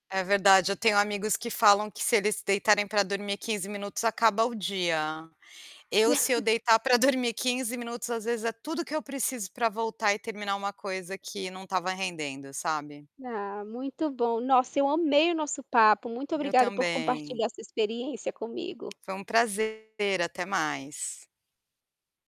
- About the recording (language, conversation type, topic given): Portuguese, podcast, Que papel o descanso tem na sua rotina criativa?
- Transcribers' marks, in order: static; distorted speech; chuckle; other background noise; tapping